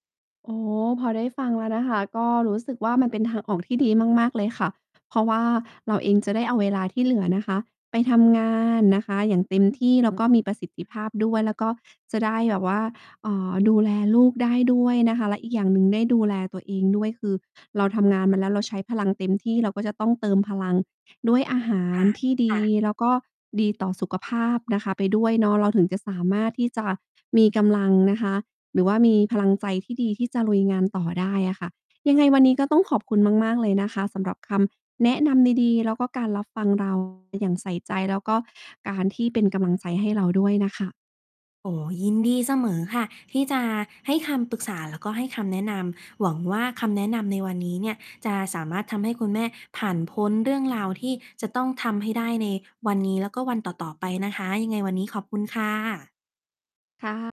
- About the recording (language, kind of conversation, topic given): Thai, advice, ฉันจะจัดการอย่างไรเมื่อไม่มีเวลาเตรียมอาหารเพื่อสุขภาพระหว่างทำงาน?
- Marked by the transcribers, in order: distorted speech; mechanical hum